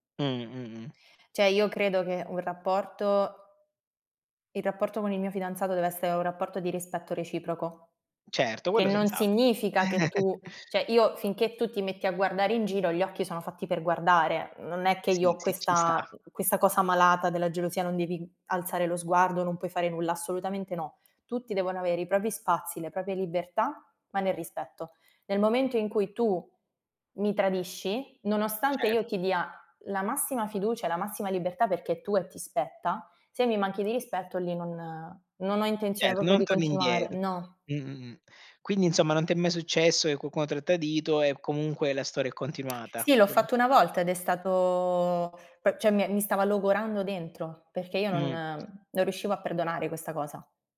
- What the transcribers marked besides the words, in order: "Cioè" said as "ceh"; "cioè" said as "ceh"; chuckle; "proprie" said as "propie"; other background noise; "tradito" said as "tadito"; tsk; "cioè" said as "ceh"; tapping
- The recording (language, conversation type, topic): Italian, unstructured, È giusto controllare il telefono del partner per costruire fiducia?